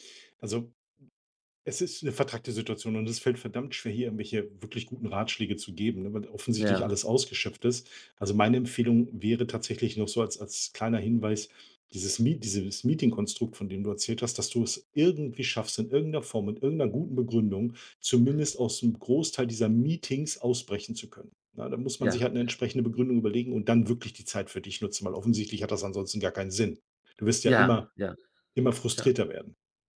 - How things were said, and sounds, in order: none
- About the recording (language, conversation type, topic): German, advice, Warum fühlt sich mein Job trotz guter Bezahlung sinnlos an?